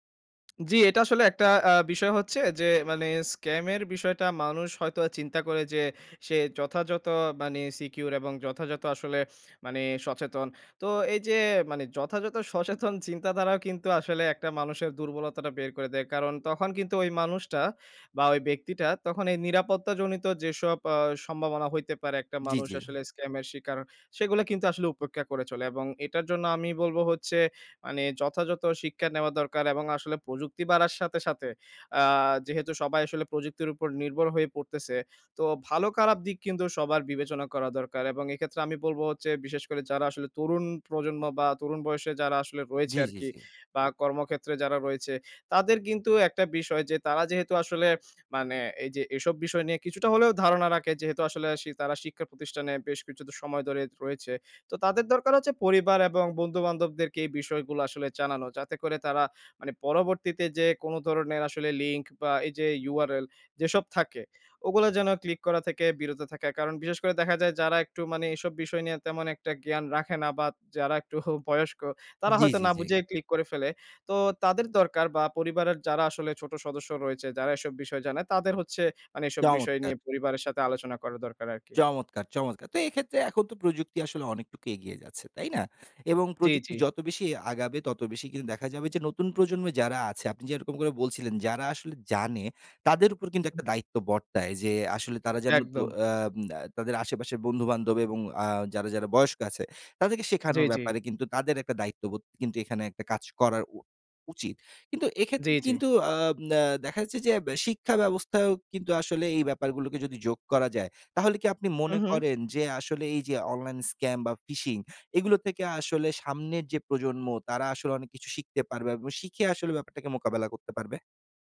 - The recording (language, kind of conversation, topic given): Bengali, podcast, অনলাইন প্রতারণা বা ফিশিং থেকে বাঁচতে আমরা কী কী করণীয় মেনে চলতে পারি?
- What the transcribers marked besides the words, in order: tongue click; in English: "secure"; scoff; scoff; in English: "phishing"